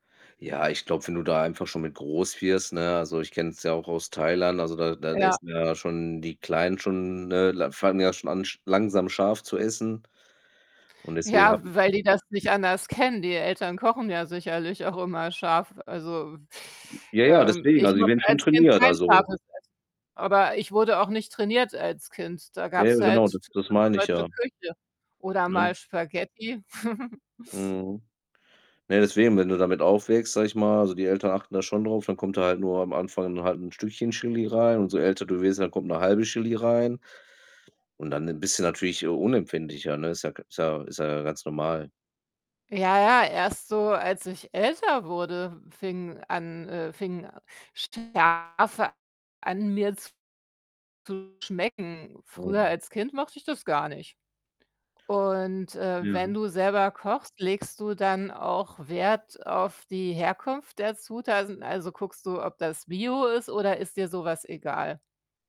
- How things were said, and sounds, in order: static; distorted speech; other background noise; tapping; chuckle
- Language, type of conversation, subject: German, unstructured, Was bedeutet für dich gutes Essen?